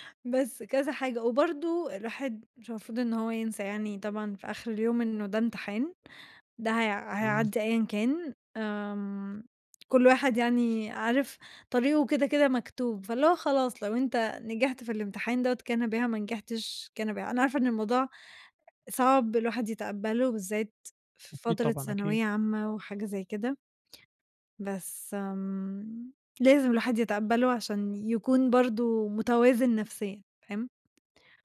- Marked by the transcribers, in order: tapping
- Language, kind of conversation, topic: Arabic, podcast, إيه نصيحتك للطلاب اللي بيواجهوا ضغط الامتحانات؟
- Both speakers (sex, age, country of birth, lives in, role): female, 20-24, Egypt, Romania, guest; male, 20-24, Egypt, Egypt, host